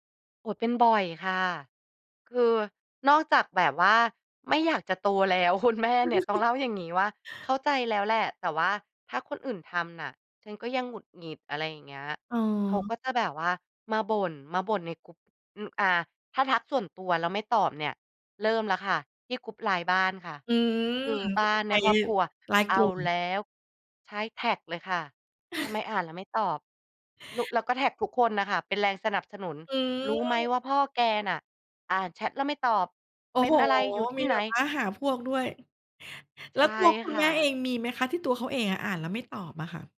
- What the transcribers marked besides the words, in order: chuckle; chuckle
- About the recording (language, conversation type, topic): Thai, podcast, คุณรู้สึกยังไงกับคนที่อ่านแล้วไม่ตอบ?